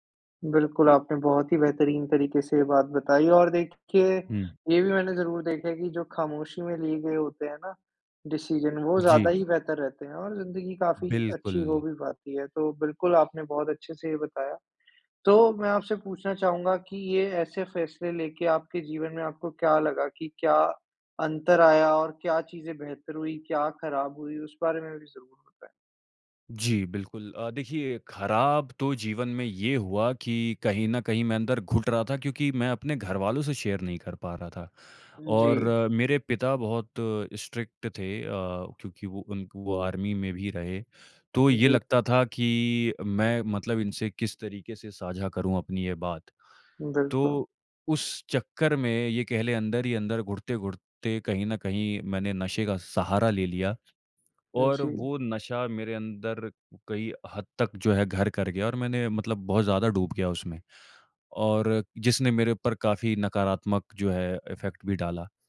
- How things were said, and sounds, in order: in English: "डिसीज़न"; in English: "शेयर"; in English: "स्ट्रिक्ट"; in English: "अफ़ेक्ट"
- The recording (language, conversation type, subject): Hindi, podcast, क्या आप कोई ऐसा पल साझा करेंगे जब आपने खामोशी में कोई बड़ा फैसला लिया हो?